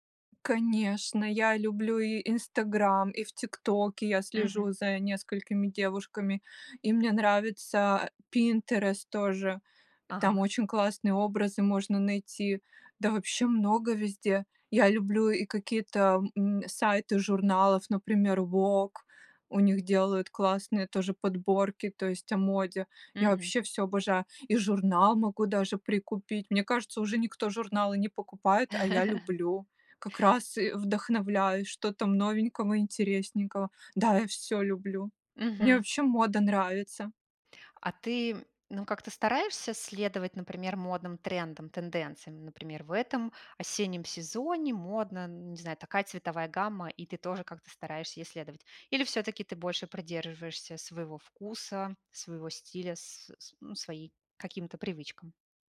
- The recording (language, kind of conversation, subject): Russian, podcast, Откуда ты черпаешь вдохновение для создания образов?
- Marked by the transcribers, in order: chuckle